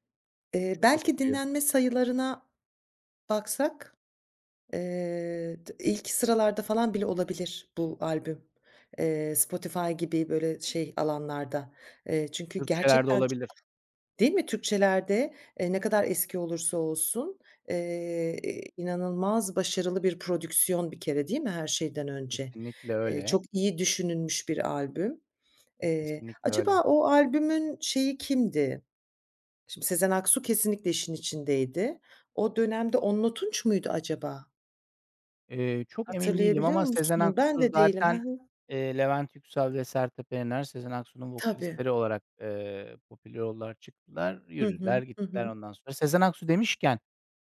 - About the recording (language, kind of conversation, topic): Turkish, podcast, Sözler mi yoksa melodi mi hayatında daha önemli ve neden?
- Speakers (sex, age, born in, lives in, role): female, 45-49, Germany, France, host; male, 40-44, Turkey, Netherlands, guest
- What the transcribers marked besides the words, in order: other background noise